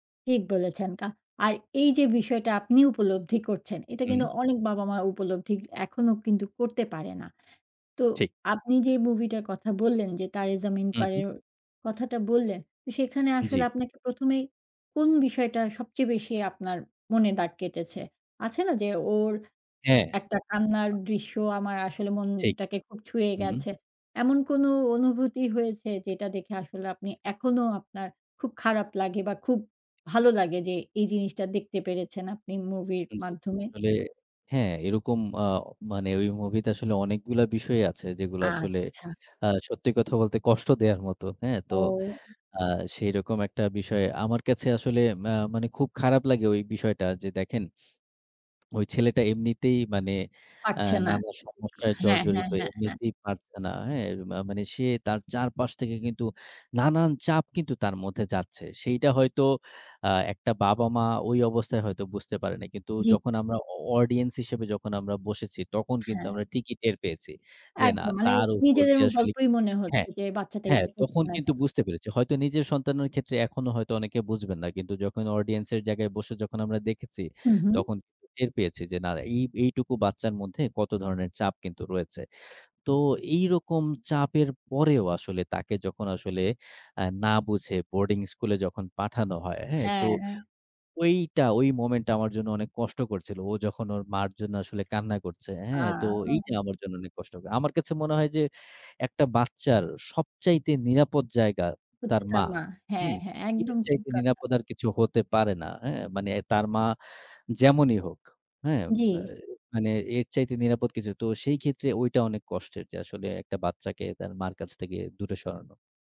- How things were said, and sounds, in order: in English: "audience"; in English: "audience"; in English: "moment"
- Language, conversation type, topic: Bengali, podcast, কোন সিনেমা তোমার আবেগকে গভীরভাবে স্পর্শ করেছে?